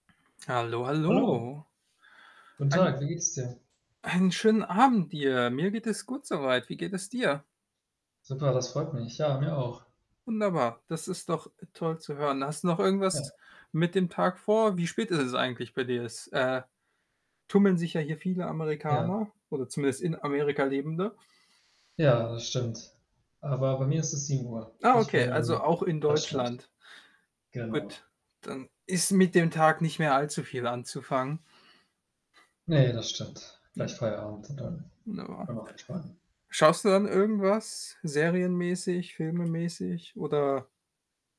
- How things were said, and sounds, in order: static; other background noise
- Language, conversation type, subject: German, unstructured, Was macht Kunst für dich besonders?